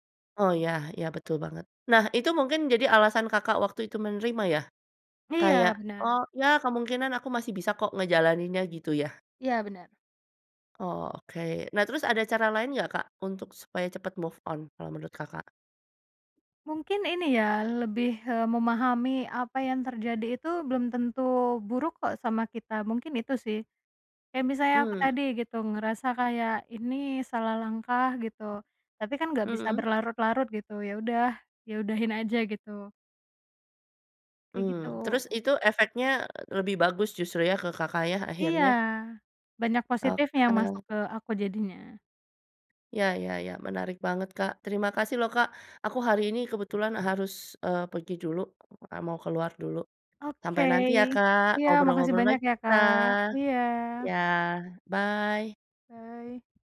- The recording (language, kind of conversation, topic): Indonesian, podcast, Bagaimana cara kamu memaafkan diri sendiri setelah melakukan kesalahan?
- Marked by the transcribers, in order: other background noise; in English: "move on"; tapping; in English: "Bye"